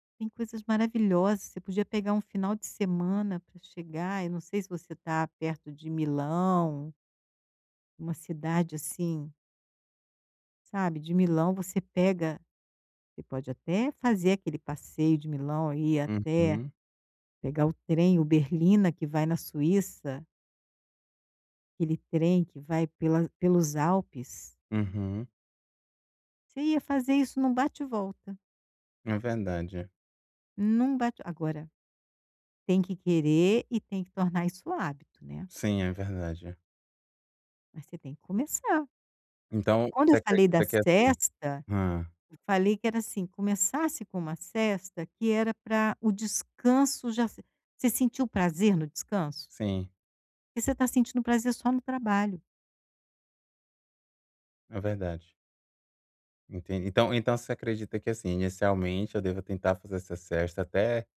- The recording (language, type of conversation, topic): Portuguese, advice, Como posso desligar e descansar no meu tempo livre?
- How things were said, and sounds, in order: tapping